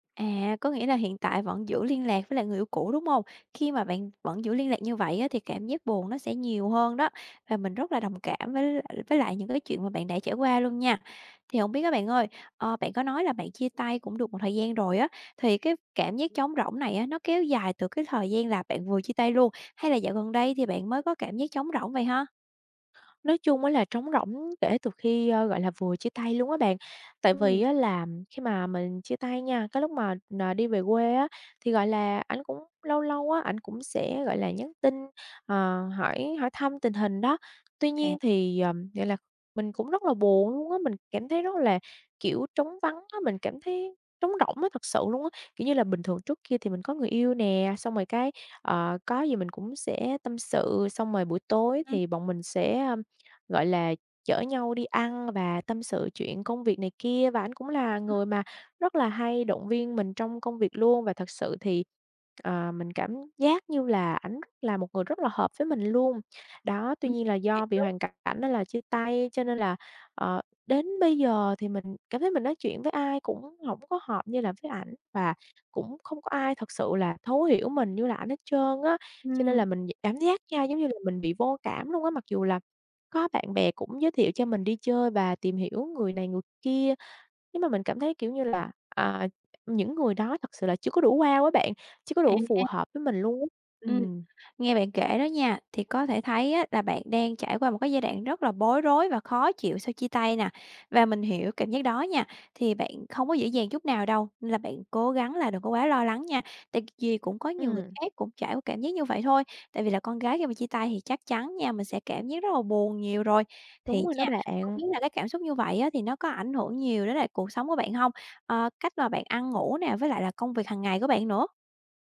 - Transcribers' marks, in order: tapping
- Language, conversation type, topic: Vietnamese, advice, Sau khi chia tay một mối quan hệ lâu năm, vì sao tôi cảm thấy trống rỗng và vô cảm?